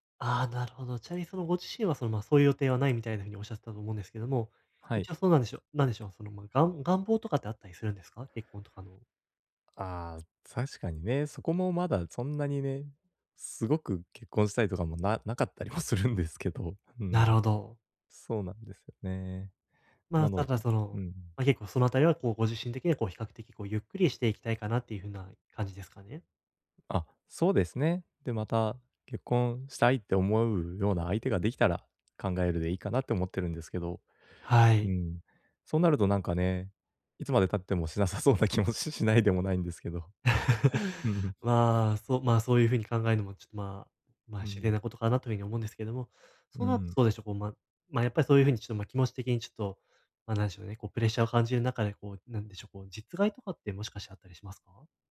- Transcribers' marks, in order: laughing while speaking: "するんですけど"; laughing while speaking: "しなさそうな気もし しないでもないんですけど"; laugh
- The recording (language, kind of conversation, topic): Japanese, advice, 周囲と比べて進路の決断を急いでしまうとき、どうすればいいですか？